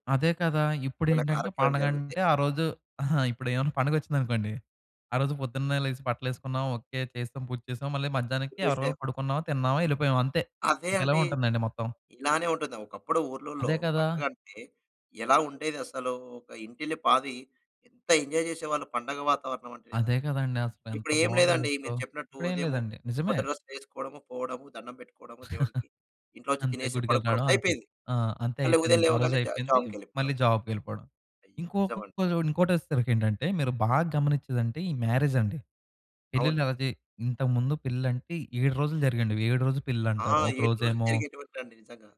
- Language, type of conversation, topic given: Telugu, podcast, తరాల మధ్య సరైన పరస్పర అవగాహన పెరగడానికి మనం ఏమి చేయాలి?
- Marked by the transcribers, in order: tapping; in English: "ఎంజాయ్"; chuckle; other background noise; in English: "మ్యారేజ్"